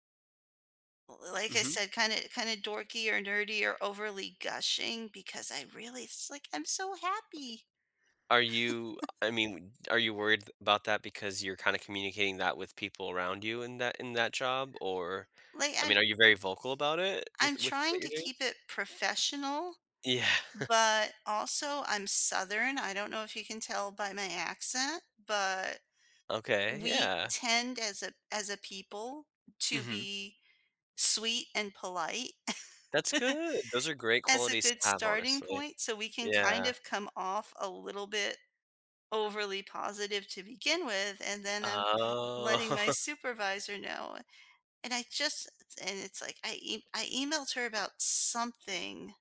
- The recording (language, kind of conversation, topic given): English, advice, How can I adjust to a new job and feel confident in my role and workplace?
- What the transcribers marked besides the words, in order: tapping; chuckle; chuckle; chuckle; drawn out: "Oh"; chuckle